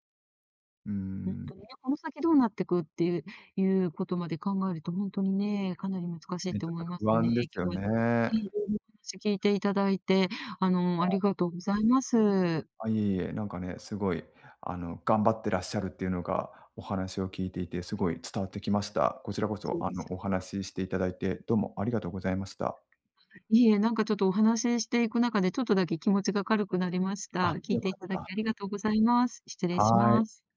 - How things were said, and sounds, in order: other noise
- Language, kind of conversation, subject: Japanese, advice, 食費を抑えながら栄養バランスも良くするにはどうすればいいですか？